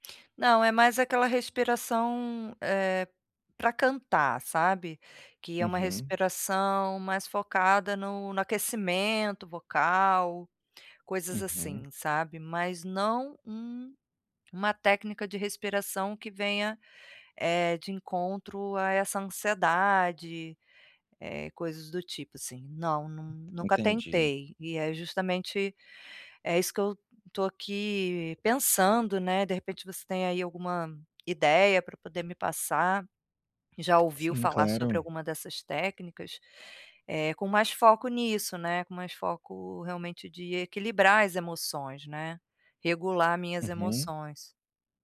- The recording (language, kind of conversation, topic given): Portuguese, advice, Quais técnicas de respiração posso usar para autorregular minhas emoções no dia a dia?
- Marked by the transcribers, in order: tapping; other background noise